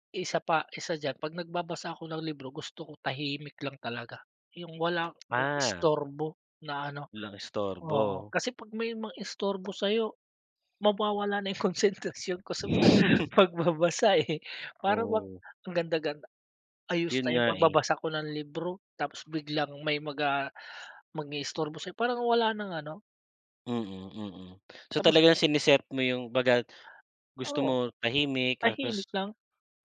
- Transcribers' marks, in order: laughing while speaking: "'yung konsentrasyon ko sa pagbabasa, eh"; wind; laugh
- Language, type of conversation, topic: Filipino, unstructured, Paano ka pumipili sa pagitan ng pagbabasa ng libro at panonood ng pelikula?